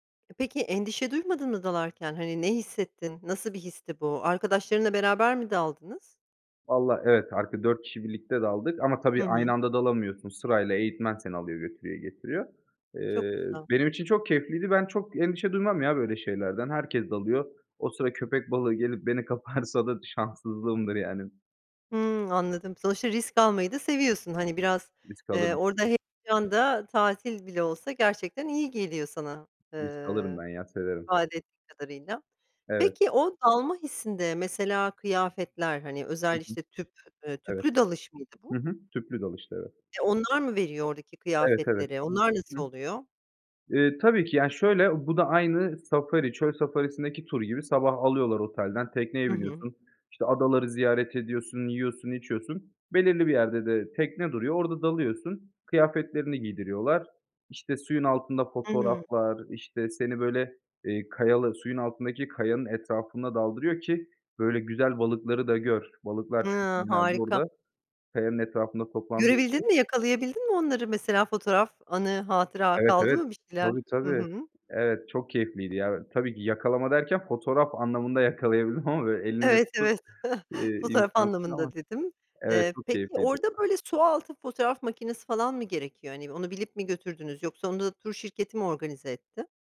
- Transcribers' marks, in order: laughing while speaking: "kaparsa da"; other background noise; laughing while speaking: "yakalayabildim ama"; chuckle; tapping
- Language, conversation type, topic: Turkish, podcast, Bana unutamadığın bir deneyimini anlatır mısın?